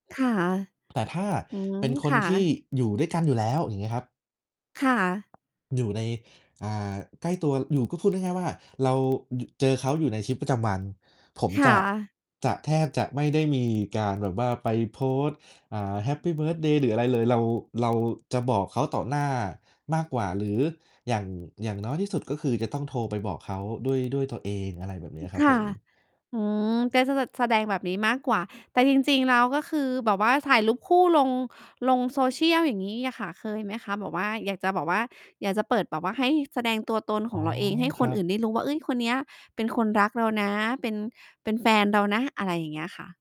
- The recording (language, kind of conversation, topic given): Thai, unstructured, เมื่อคุณอยากแสดงความเป็นตัวเอง คุณมักจะทำอย่างไร?
- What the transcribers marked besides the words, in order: distorted speech; other background noise